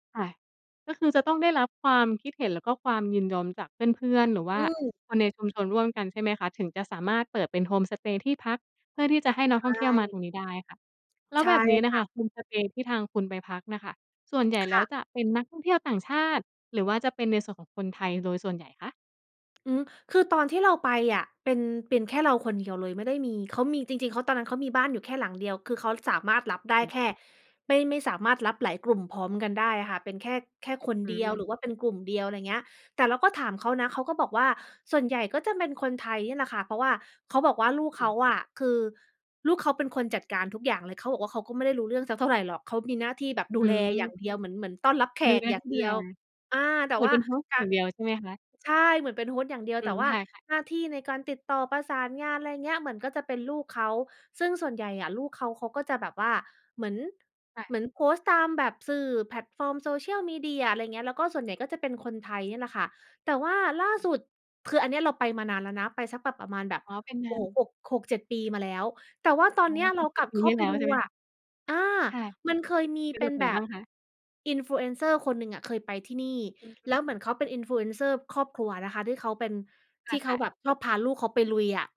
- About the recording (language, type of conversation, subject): Thai, podcast, คุณช่วยเล่าประสบการณ์ไปพักโฮมสเตย์กับชุมชนท้องถิ่นให้ฟังหน่อยได้ไหม?
- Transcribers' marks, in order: tapping; laughing while speaking: "เท่าไร"; laughing while speaking: "ดูแล"